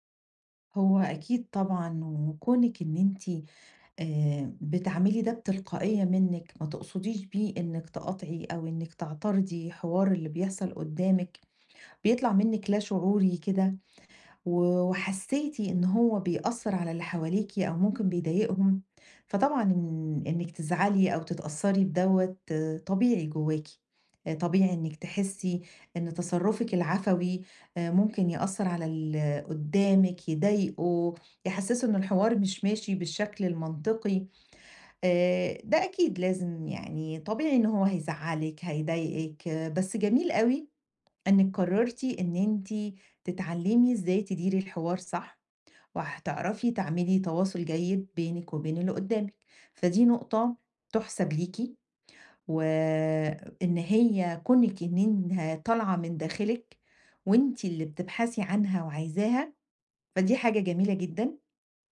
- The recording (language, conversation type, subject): Arabic, advice, إزاي أشارك بفعالية في نقاش مجموعة من غير ما أقاطع حد؟
- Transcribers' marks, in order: none